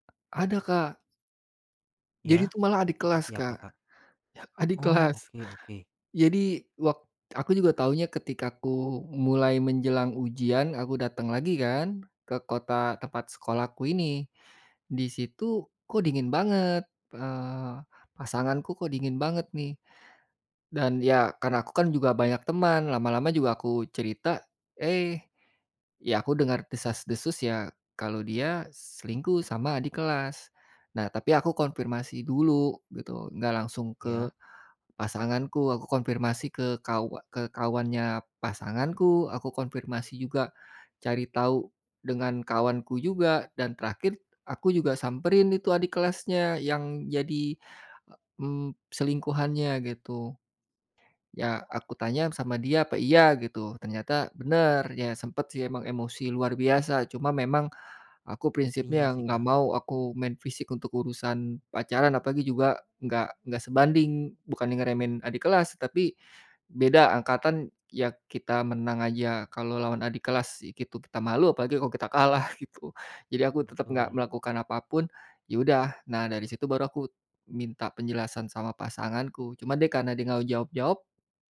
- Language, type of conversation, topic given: Indonesian, advice, Bagaimana cara mengatasi rasa takut memulai hubungan baru setelah putus karena khawatir terluka lagi?
- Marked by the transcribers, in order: other background noise; laughing while speaking: "kalah"